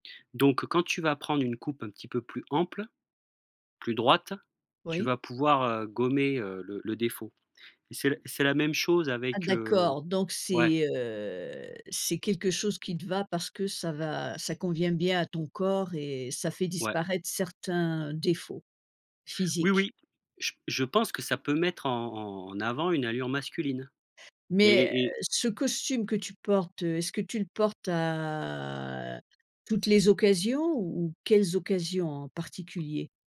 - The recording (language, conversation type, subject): French, podcast, Comment savoir si une tendance te va vraiment ?
- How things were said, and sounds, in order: tapping; drawn out: "à"